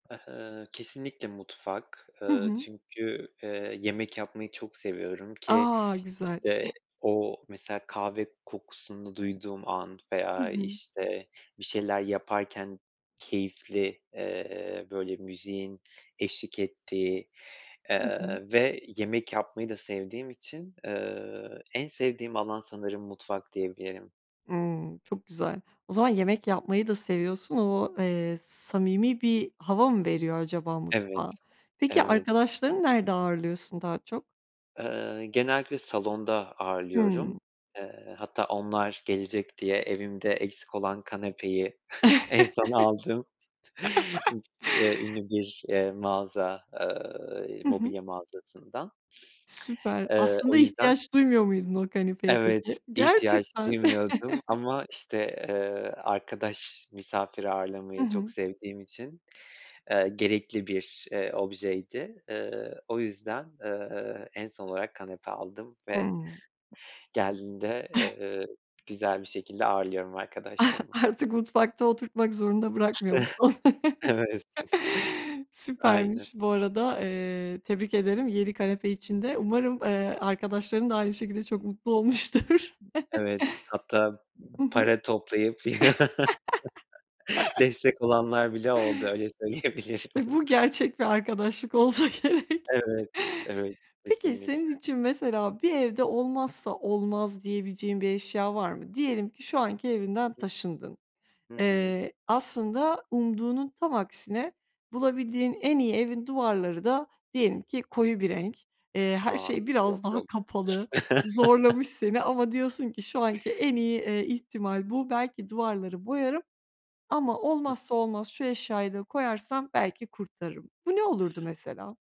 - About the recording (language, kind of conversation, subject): Turkish, podcast, Evini ‘ev’ yapan şey nedir?
- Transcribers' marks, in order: other background noise; chuckle; tapping; chuckle; chuckle; chuckle; chuckle; chuckle; laughing while speaking: "Evet"; chuckle; laughing while speaking: "olmuştur"; chuckle; laugh; chuckle; laughing while speaking: "olsa gerek"; chuckle; laughing while speaking: "söyleyebilirim"; chuckle